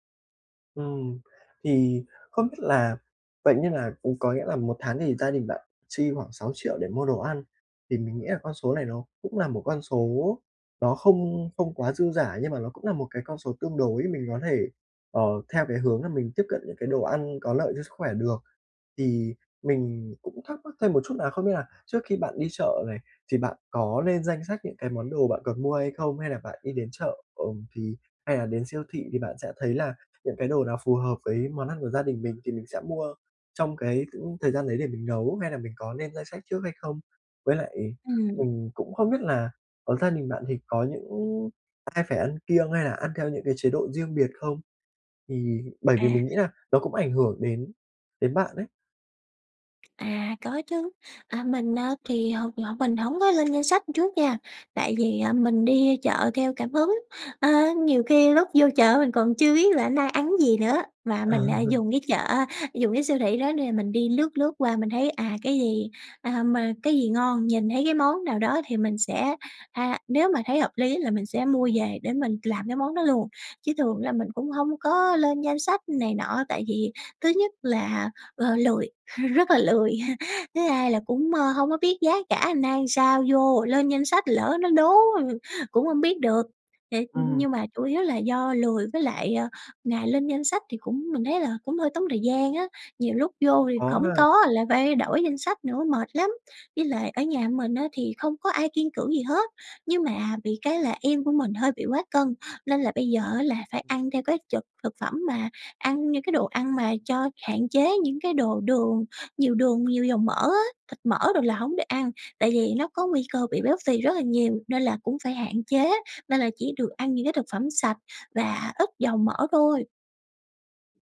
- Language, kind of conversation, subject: Vietnamese, advice, Làm thế nào để mua thực phẩm tốt cho sức khỏe khi ngân sách eo hẹp?
- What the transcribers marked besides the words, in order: other background noise; tapping; "khoảng" said as "cững"; other noise; laughing while speaking: "Ờ"; laughing while speaking: "rất là lười"; laugh; laugh